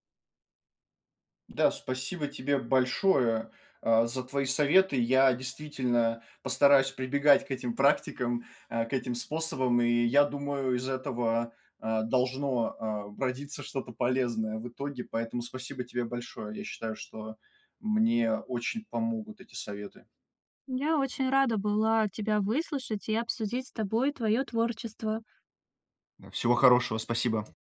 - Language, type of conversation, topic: Russian, advice, Как мне выработать привычку ежедневно записывать идеи?
- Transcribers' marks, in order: tapping